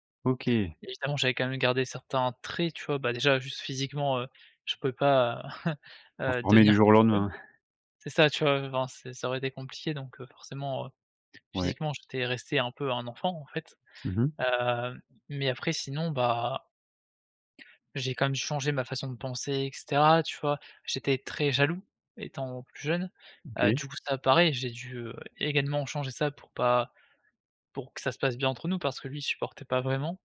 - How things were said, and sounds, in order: chuckle; other background noise; unintelligible speech
- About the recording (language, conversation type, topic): French, podcast, Peux-tu raconter un moment où tu as dû devenir adulte du jour au lendemain ?